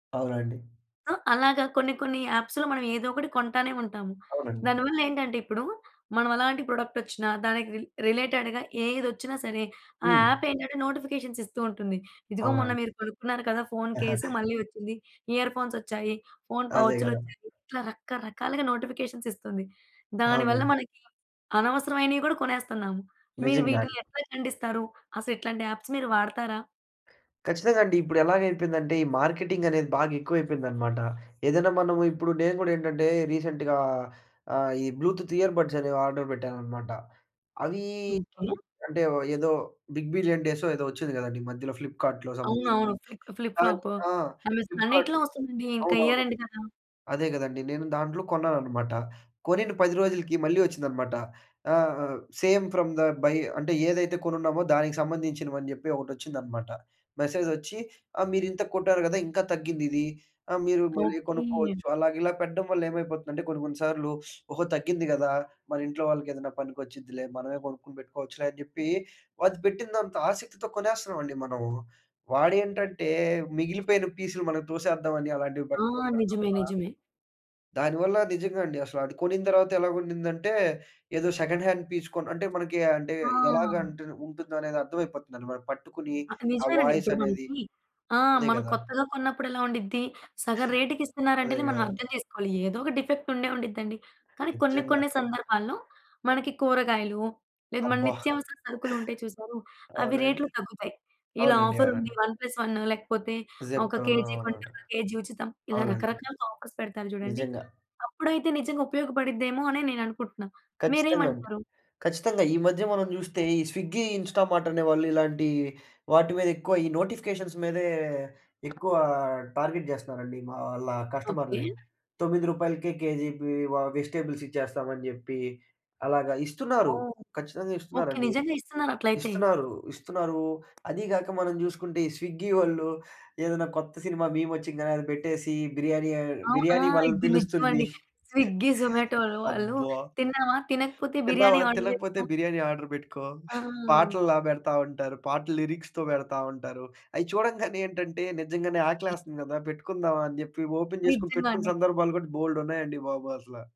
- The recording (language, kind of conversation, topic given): Telugu, podcast, ఆన్‌లైన్ నోటిఫికేషన్లు మీ దినచర్యను ఎలా మార్చుతాయి?
- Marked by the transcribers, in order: in English: "యాప్స్‌లో"; other background noise; in English: "రిలేటెడ్‌గా"; in English: "యాప్"; in English: "నోటిఫికేషన్స్"; giggle; in English: "నోటిఫికేషన్స్"; in English: "యాప్స్"; tapping; in English: "మార్కెటింగ్"; in English: "రీసెంట్‌గా"; in English: "బ్లూటూత్ ఇయర్ బడ్స్"; in English: "ఆర్డర్"; in English: "బిగ్ బిలియన్"; in English: "ఫ్లిప్‌కార్ట్‌లో"; in English: "ప్లిప్ట్ ఫ్లిప్"; in English: "అమెజాన్"; in English: "ఫ్లిప్‌కార్ట్"; in English: "ఇయర్ ఎండ్"; in English: "సేమ్ ఫ్రామ్ ద బై"; in English: "సెకండ్ హాండ్ పీస్"; in English: "వాయిస్"; in English: "డిఫెక్ట్"; in English: "వన్ ప్లస్ వన్"; in English: "జెప్టో"; in English: "ఆఫర్స్"; in English: "స్విగ్గీ, ఇన్‌స్టామార్ట్"; in English: "నోటిఫికేషన్స్"; in English: "టార్గెట్"; in English: "కస్టమర్‌లని"; in English: "వెజిటబుల్స్"; in English: "స్విగ్గీ"; in English: "స్విగ్గీ"; giggle; in English: "ఆర్డర్"; in English: "ఆర్డర్"; in English: "లిరిక్స్‌తో"; in English: "ఓపెన్"